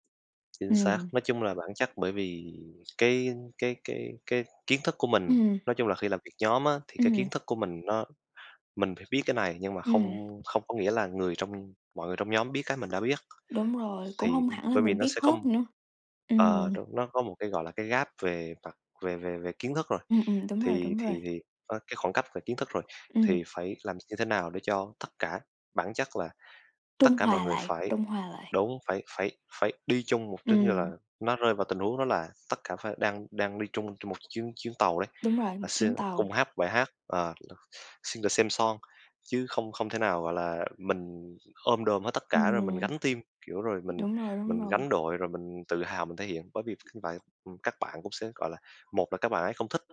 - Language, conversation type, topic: Vietnamese, unstructured, Bạn thích học nhóm hay học một mình hơn?
- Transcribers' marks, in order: other background noise; tapping; in English: "gap"; unintelligible speech; in English: "sing the same song"; in English: "team"; unintelligible speech